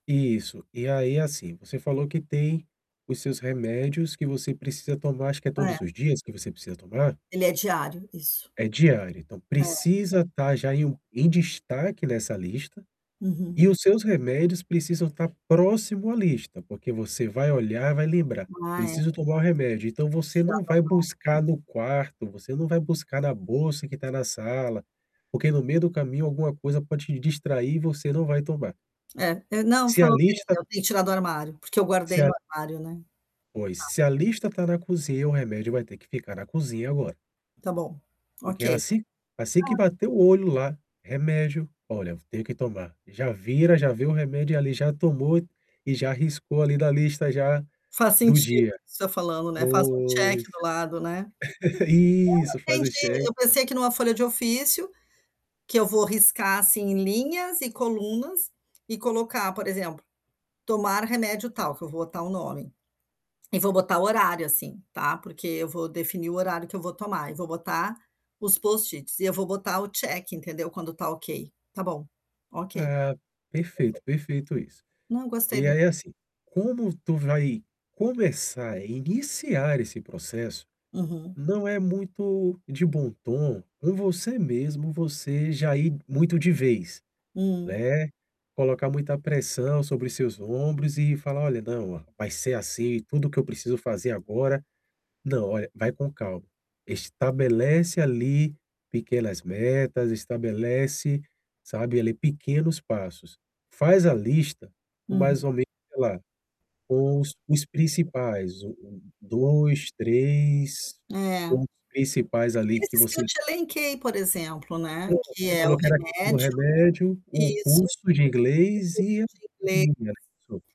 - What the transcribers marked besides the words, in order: static; distorted speech; in English: "check"; drawn out: "Pois"; laugh; in English: "Post-its"; in English: "check"; unintelligible speech
- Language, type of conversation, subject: Portuguese, advice, Como posso usar lembretes e metas para criar rotinas?